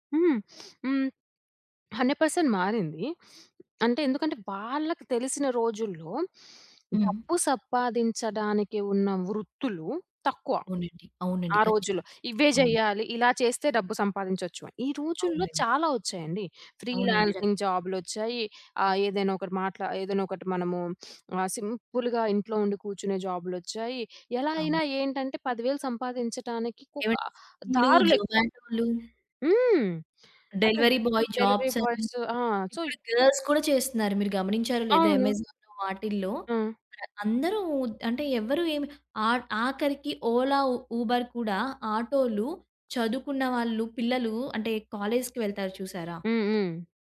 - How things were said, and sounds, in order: sniff; in English: "హండ్రెడ్ పర్సెంట్"; sniff; sniff; other background noise; sniff; in English: "సింపుల్‌గా"; in English: "డెలివరీ బాయ్ జాబ్స్"; in English: "సో"; in English: "గర్ల్స్"; in English: "అమెజాన్‌లో"; in English: "ఓలా, ఉబెర్"
- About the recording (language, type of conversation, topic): Telugu, podcast, పిల్లల కెరీర్ ఎంపికపై తల్లిదండ్రుల ఒత్తిడి కాలక్రమంలో ఎలా మారింది?